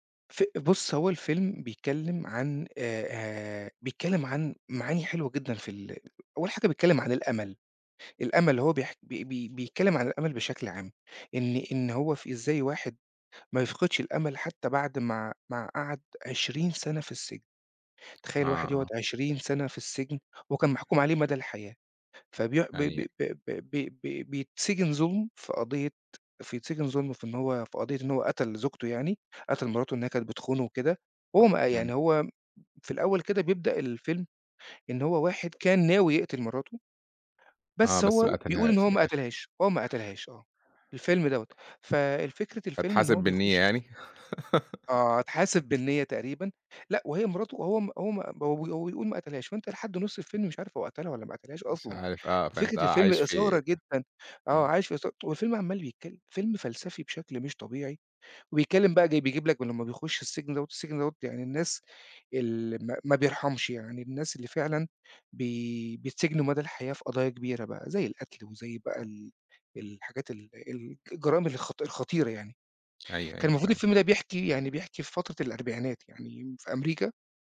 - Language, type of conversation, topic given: Arabic, podcast, إيه أكتر فيلم من طفولتك بتحب تفتكره، وليه؟
- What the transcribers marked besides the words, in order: laugh